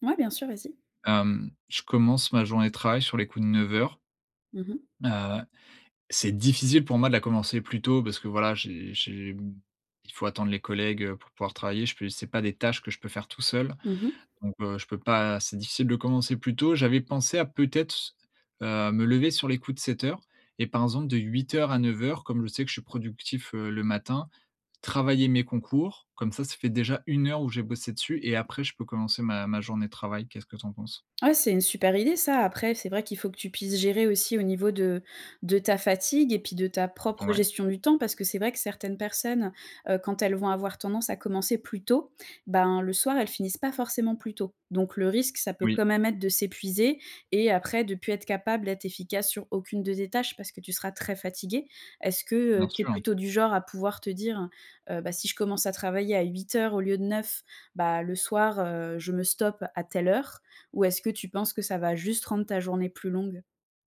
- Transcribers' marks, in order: stressed: "difficile"; other background noise
- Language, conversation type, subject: French, advice, Comment garder une routine productive quand je perds ma concentration chaque jour ?